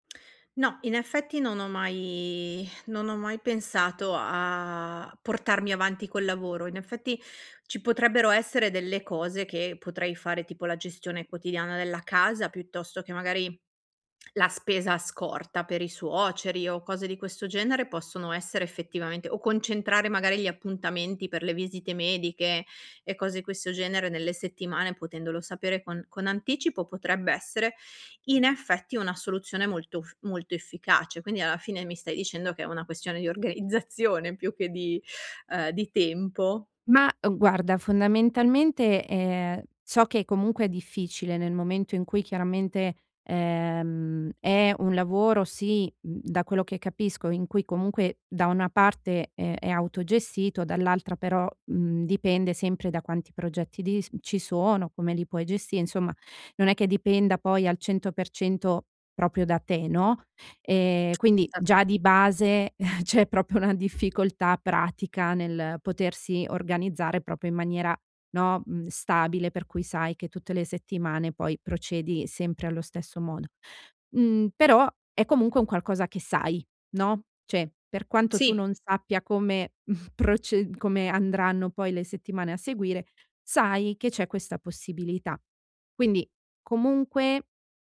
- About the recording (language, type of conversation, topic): Italian, advice, Come posso bilanciare i miei bisogni personali con quelli della mia famiglia durante un trasferimento?
- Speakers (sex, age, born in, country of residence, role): female, 35-39, Italy, Italy, advisor; female, 40-44, Italy, Italy, user
- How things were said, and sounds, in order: laughing while speaking: "di organizzazione più che di, uhm, di tempo"; "proprio" said as "propio"; other background noise; unintelligible speech; chuckle; tapping; "cioè" said as "ceh"; laughing while speaking: "proce"